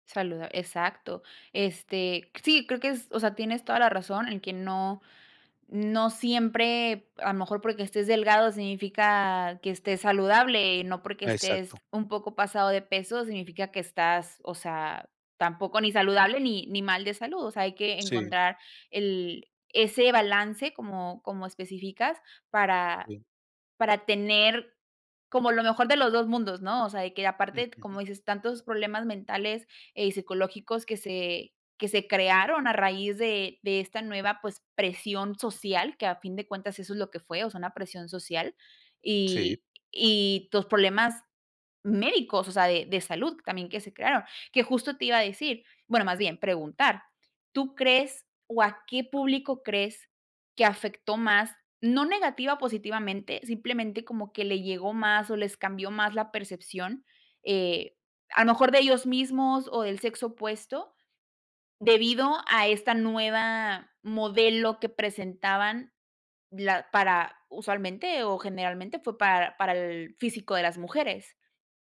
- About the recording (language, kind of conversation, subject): Spanish, podcast, ¿Cómo afecta la publicidad a la imagen corporal en los medios?
- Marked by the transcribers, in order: tapping; other background noise